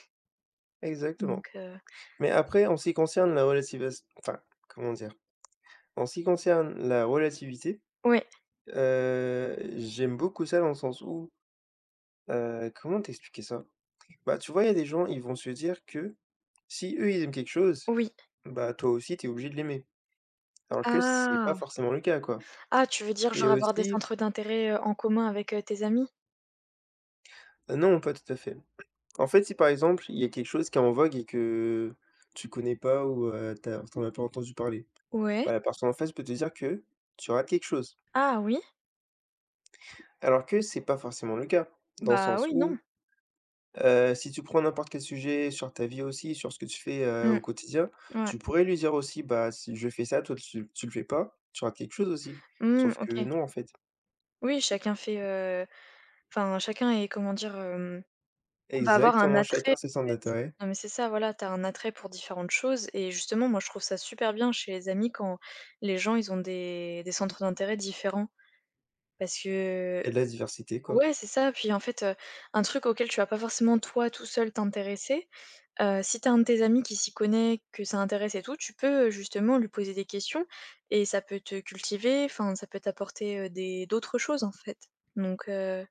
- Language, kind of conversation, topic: French, unstructured, Quelle qualité apprécies-tu le plus chez tes amis ?
- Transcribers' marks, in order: tapping